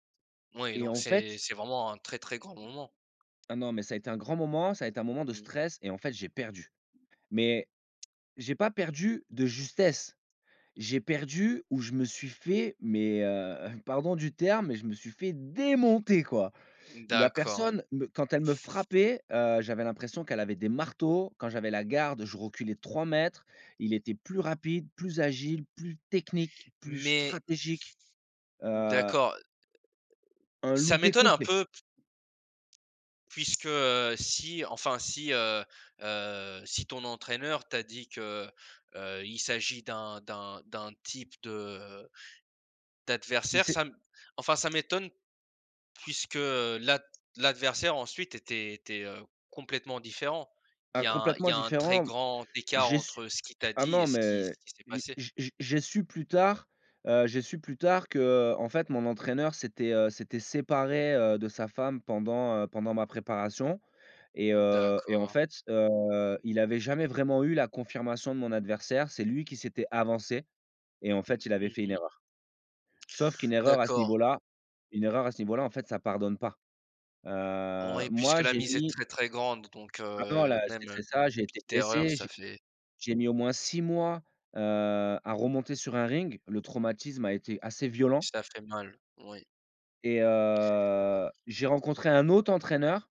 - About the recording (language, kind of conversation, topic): French, podcast, Comment rebondis-tu après un échec ?
- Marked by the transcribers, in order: other background noise; tapping